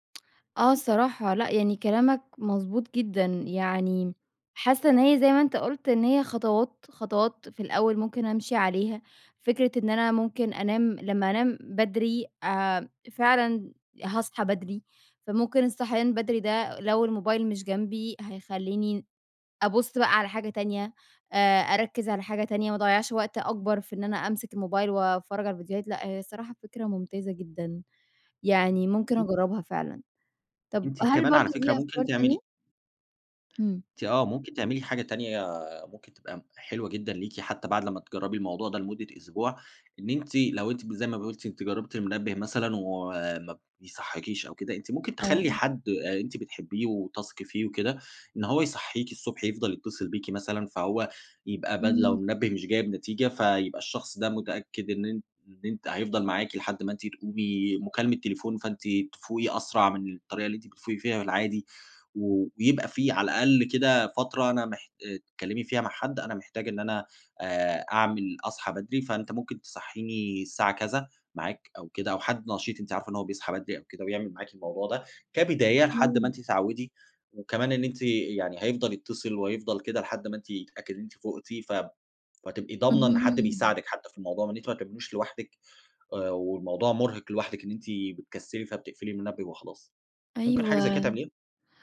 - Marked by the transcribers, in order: unintelligible speech
- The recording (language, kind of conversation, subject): Arabic, advice, إزاي أقدر أبني روتين صباحي ثابت ومايتعطلش بسرعة؟